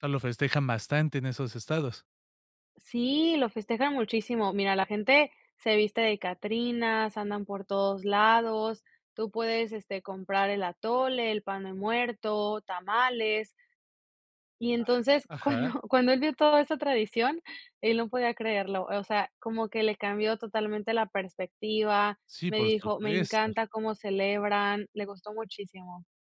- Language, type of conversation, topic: Spanish, podcast, ¿Cómo intentas transmitir tus raíces a la próxima generación?
- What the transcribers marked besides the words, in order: other noise; chuckle